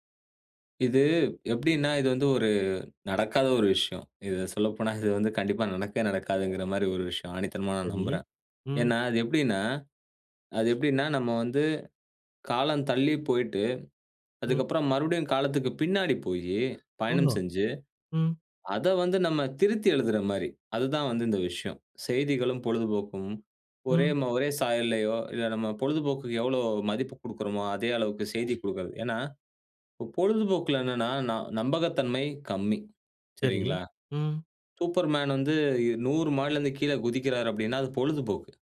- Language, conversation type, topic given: Tamil, podcast, செய்திகளும் பொழுதுபோக்கும் ஒன்றாக கலந்தால் அது நமக்கு நல்லதா?
- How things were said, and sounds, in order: none